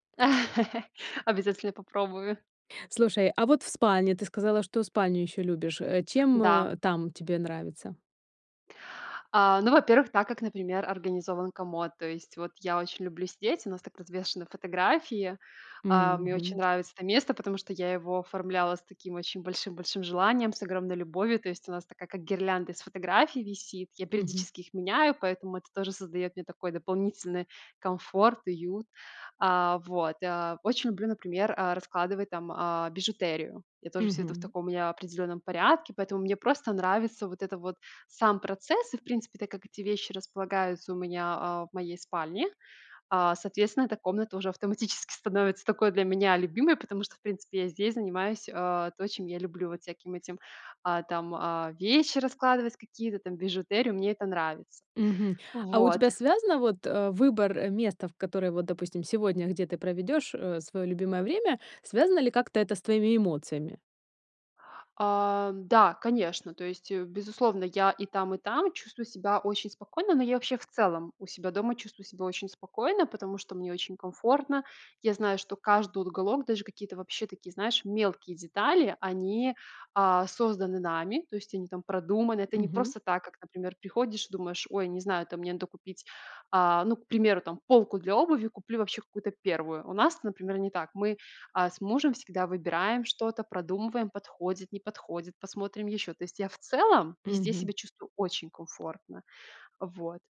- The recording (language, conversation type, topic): Russian, podcast, Где в доме тебе уютнее всего и почему?
- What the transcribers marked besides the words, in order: chuckle; other background noise; tapping